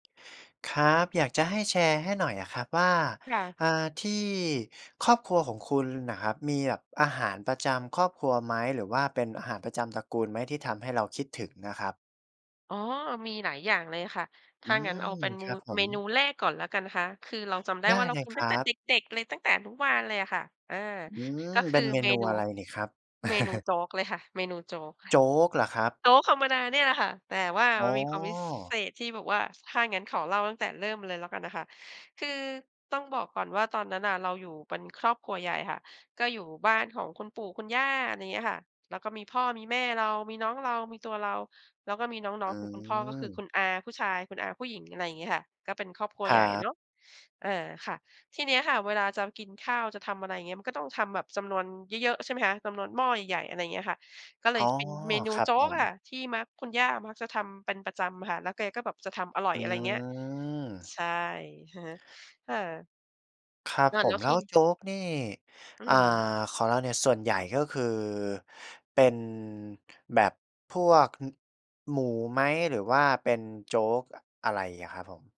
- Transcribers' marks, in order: chuckle; drawn out: "อืม"; other background noise
- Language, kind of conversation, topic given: Thai, podcast, อาหารประจำตระกูลจานไหนที่คุณคิดถึงที่สุด?